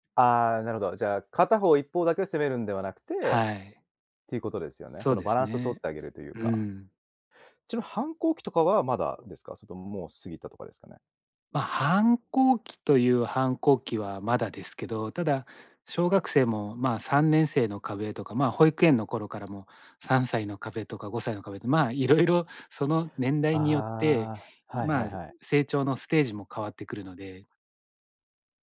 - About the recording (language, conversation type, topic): Japanese, podcast, 家事の分担はどうやって決めていますか？
- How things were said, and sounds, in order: other background noise